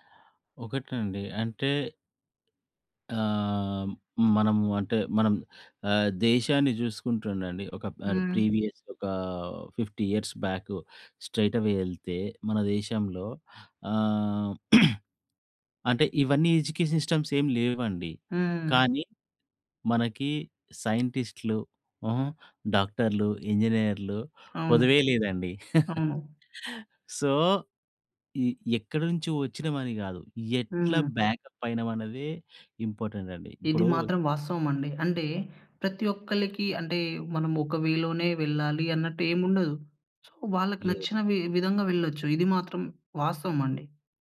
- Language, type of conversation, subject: Telugu, podcast, ఆన్‌లైన్ విద్య రాబోయే కాలంలో పిల్లల విద్యను ఎలా మార్చేస్తుంది?
- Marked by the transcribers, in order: in English: "ప్రీవియస్"; in English: "ఫిఫ్టీ ఇయర్స్"; in English: "స్ట్రెయిట్ అవే"; throat clearing; in English: "ఎడ్యుకేషన్ సిస్టమ్స్"; chuckle; in English: "సో"; in English: "బ్యాకప్"; in English: "ఇంపార్టెంట్"; in English: "వేలోనే"; in English: "సో"